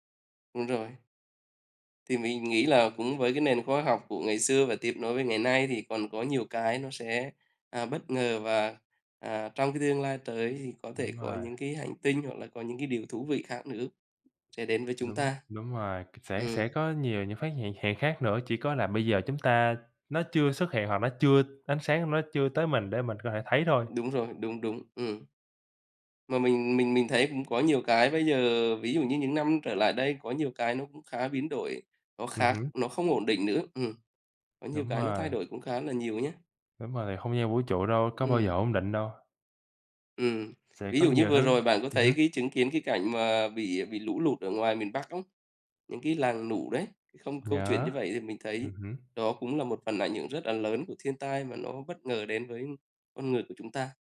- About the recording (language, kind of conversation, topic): Vietnamese, unstructured, Bạn có ngạc nhiên khi nghe về những khám phá khoa học liên quan đến vũ trụ không?
- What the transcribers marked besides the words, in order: tapping